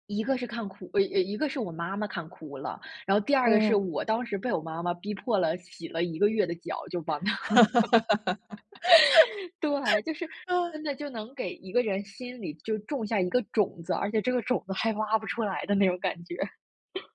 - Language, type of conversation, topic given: Chinese, podcast, 旧广告里你印象最深的是什么？
- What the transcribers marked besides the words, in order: laugh; laugh; chuckle